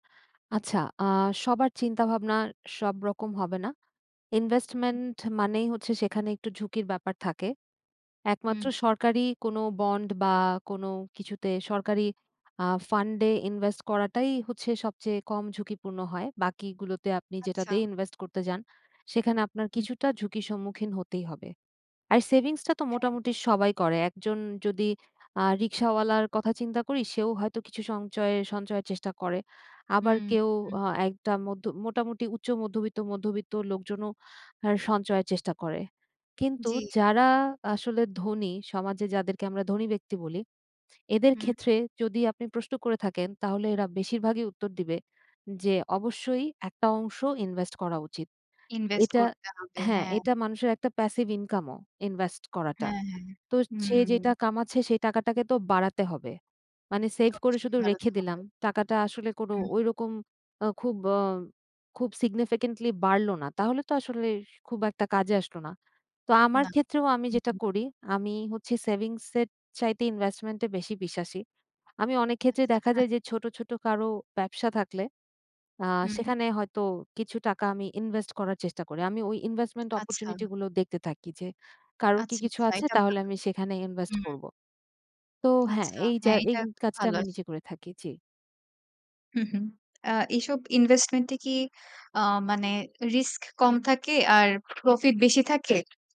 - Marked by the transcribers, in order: in English: "investment"; tapping; "সঞ্চয়-" said as "শংঞ্চয়"; in English: "passive income"; in English: "significantly"; laugh; in English: "investment opportunity"; in English: "investment"; other noise
- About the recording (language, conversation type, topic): Bengali, podcast, আপনি কীভাবে আয়-ব্যয়ের মধ্যে ভবিষ্যতের জন্য জায়গা রাখেন?
- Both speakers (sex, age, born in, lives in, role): female, 25-29, Bangladesh, Bangladesh, host; female, 30-34, Bangladesh, Bangladesh, guest